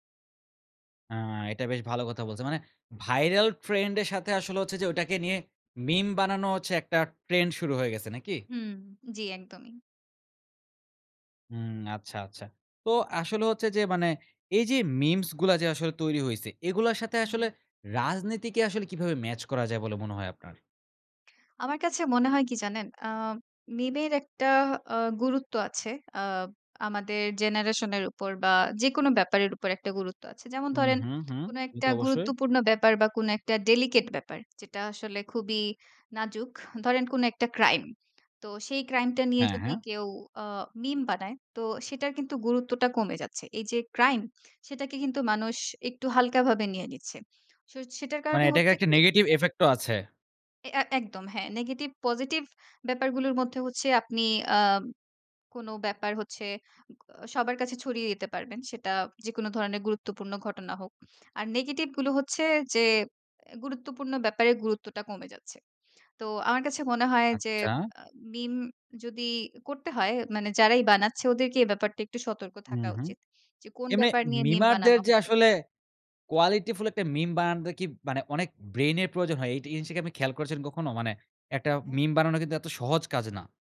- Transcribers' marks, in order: in English: "viral trend"; in English: "ডেলিকেট"; in English: "negative effect"; in English: "memer"; in English: "qualityful"
- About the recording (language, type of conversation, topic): Bengali, podcast, মিমগুলো কীভাবে রাজনীতি ও মানুষের মানসিকতা বদলে দেয় বলে তুমি মনে করো?